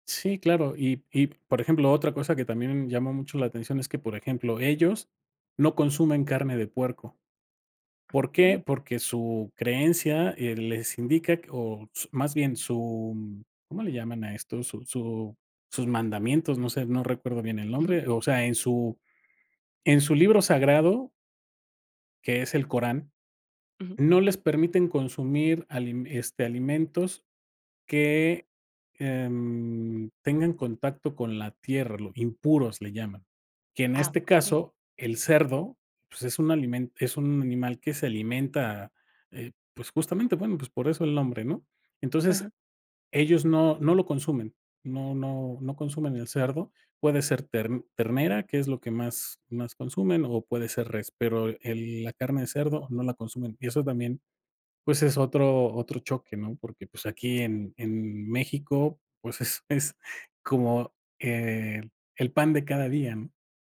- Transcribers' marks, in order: chuckle
- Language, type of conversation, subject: Spanish, podcast, ¿Qué aprendiste sobre la gente al viajar por distintos lugares?